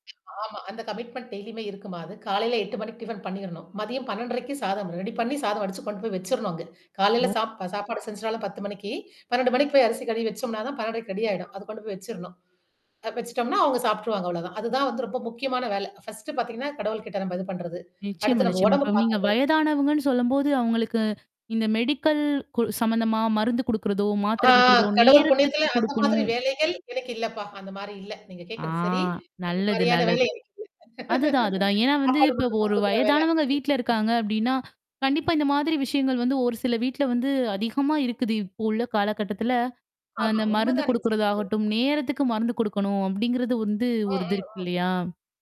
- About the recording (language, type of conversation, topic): Tamil, podcast, ஒரு நாளை நீங்கள் எப்படி நேரத் தொகுதிகளாக திட்டமிடுவீர்கள்?
- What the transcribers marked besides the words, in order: mechanical hum; in English: "கமிட்மெண்ட்"; "இருக்கும்" said as "இருக்குமாது"; other background noise; other noise; static; in English: "ஃபர்ஸ்ட்டஃடு"; drawn out: "ஆ"; drawn out: "ஆ"; laughing while speaking: "சாப்பாடு மட்டும் தான் குடுக்குற வேல"; tapping